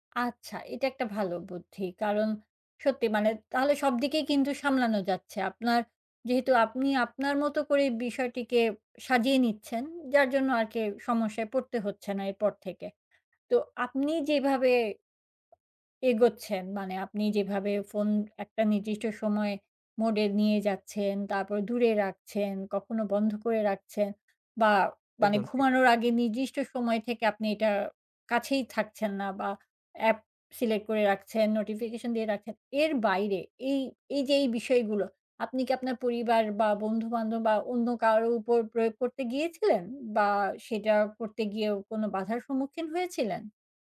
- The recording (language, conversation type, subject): Bengali, podcast, ফোনের স্ক্রিন টাইম কমাতে কোন কৌশলগুলো সবচেয়ে বেশি কাজে লাগে?
- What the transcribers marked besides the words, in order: in English: "phone"; tapping